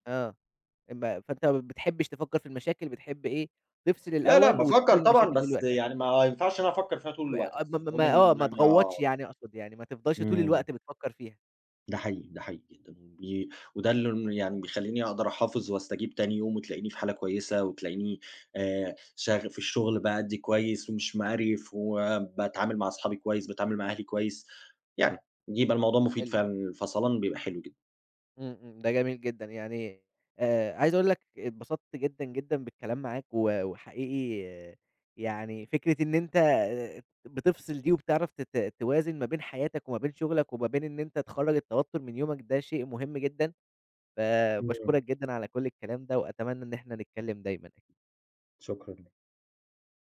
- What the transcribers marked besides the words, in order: tapping
- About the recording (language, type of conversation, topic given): Arabic, podcast, إزاي بتفرّغ توتر اليوم قبل ما تنام؟